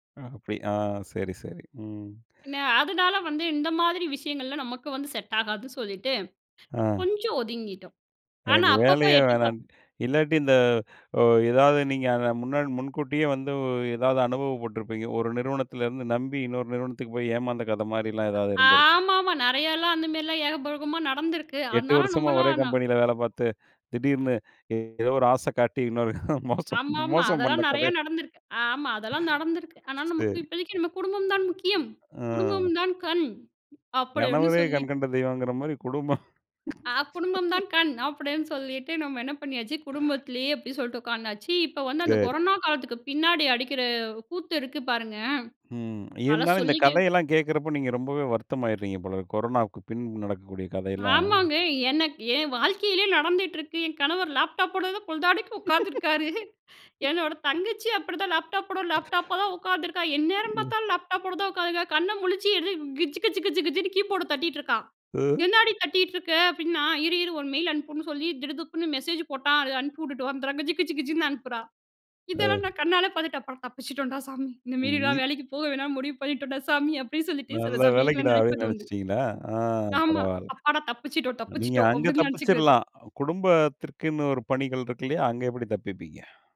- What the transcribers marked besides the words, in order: laughing while speaking: "இன்னொரு மோசம் மோசம் பண்ண கதை"; other noise; other background noise; laugh; laughing while speaking: "உட்காந்துருக்காரு"; laugh; in English: "மெயில்"
- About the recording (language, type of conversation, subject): Tamil, podcast, குடும்பமும் வேலையும்—நீங்கள் எதற்கு முன்னுரிமை கொடுக்கிறீர்கள்?